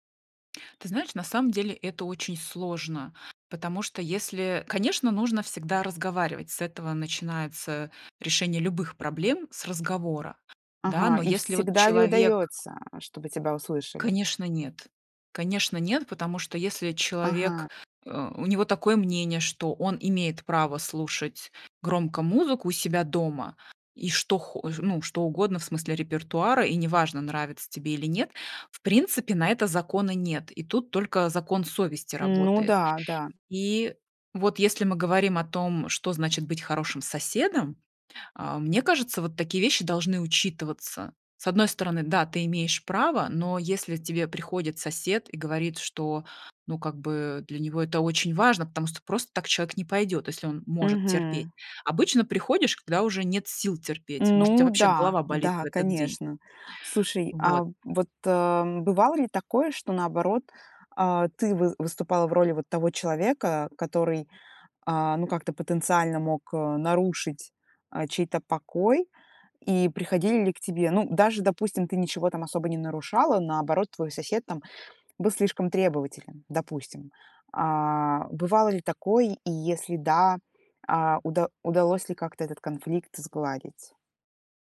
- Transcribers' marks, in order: none
- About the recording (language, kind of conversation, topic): Russian, podcast, Что, по‑твоему, значит быть хорошим соседом?